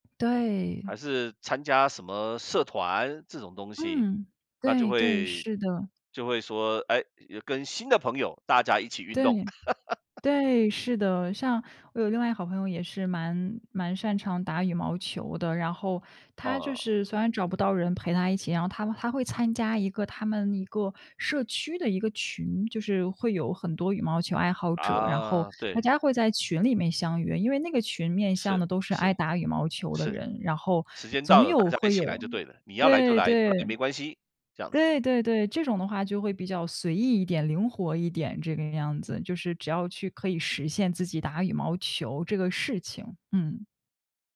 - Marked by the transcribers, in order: laugh
- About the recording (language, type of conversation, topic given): Chinese, unstructured, 运动时你最喜欢做什么活动？为什么？